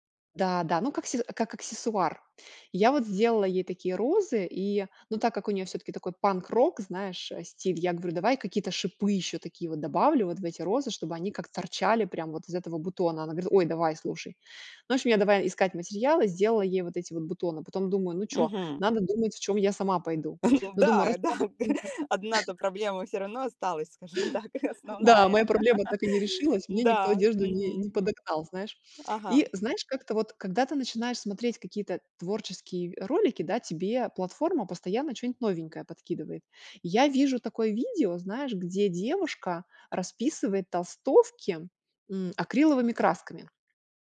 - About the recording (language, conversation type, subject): Russian, podcast, Как вы обычно находите вдохновение для новых идей?
- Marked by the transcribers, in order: chuckle; laugh; chuckle; other background noise; laughing while speaking: "скажем так"; laugh; tapping